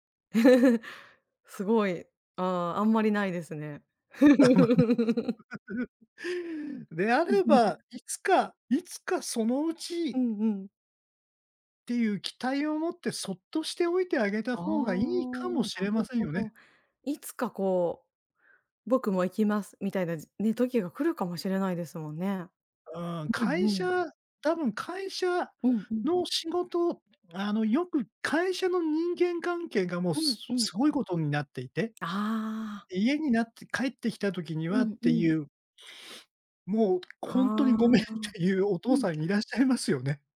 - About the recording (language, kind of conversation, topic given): Japanese, advice, 年中行事や祝日の過ごし方をめぐって家族と意見が衝突したとき、どうすればよいですか？
- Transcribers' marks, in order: laugh; laughing while speaking: "あ、まね"; laugh; unintelligible speech; laugh; sniff; tongue click; laughing while speaking: "ごめんっていう"